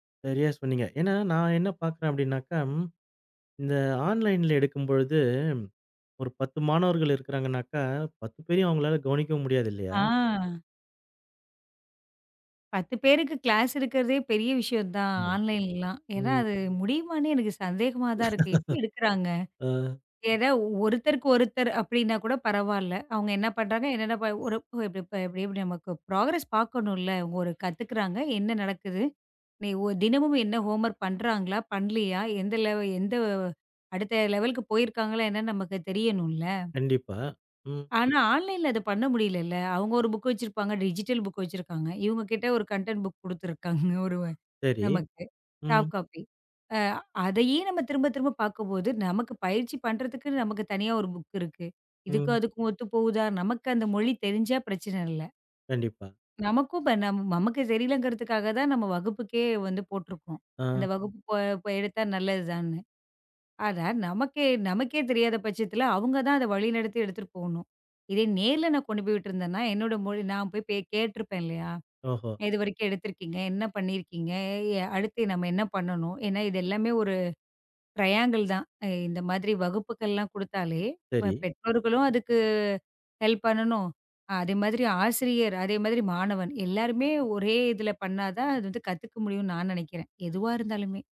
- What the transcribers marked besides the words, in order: in English: "ஆன்லைன்ல"; drawn out: "ஆ"; other background noise; in English: "ஆன்லைன்லலாம்"; tapping; laugh; unintelligible speech; in English: "ப்ரோக்ரெஸ்"; in English: "ஹோம் வோர்க்"; in English: "லெவ"; in English: "லெவல்க்கு"; other noise; in English: "ஆன்லைன்ல"; in English: "டிஜிட்டல் புக்"; in English: "கன்டென்ட் புக்"; in English: "சாஃப்ட் காஃபி"; unintelligible speech; background speech; in English: "ட்ரையாங்கிள்"
- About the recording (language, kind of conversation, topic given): Tamil, podcast, நீங்கள் இணைய வழிப் பாடங்களையா அல்லது நேரடி வகுப்புகளையா அதிகம் விரும்புகிறீர்கள்?